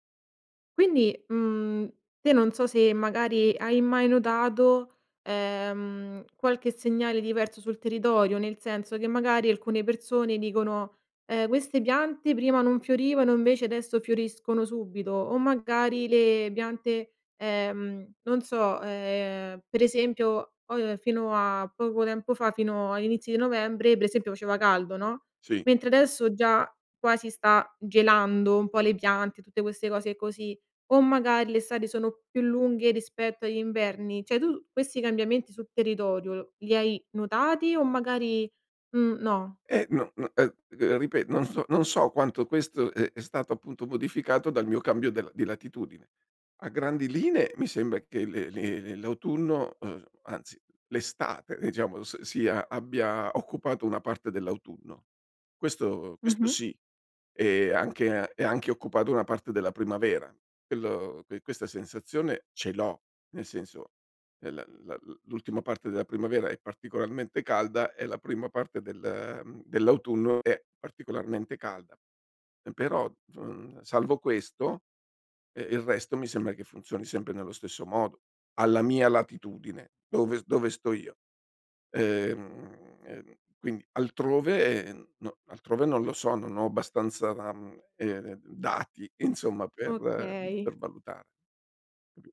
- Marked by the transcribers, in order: "Cioè" said as "ceh"; unintelligible speech; laughing while speaking: "diciamo"; unintelligible speech
- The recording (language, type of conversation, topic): Italian, podcast, In che modo i cambiamenti climatici stanno modificando l’andamento delle stagioni?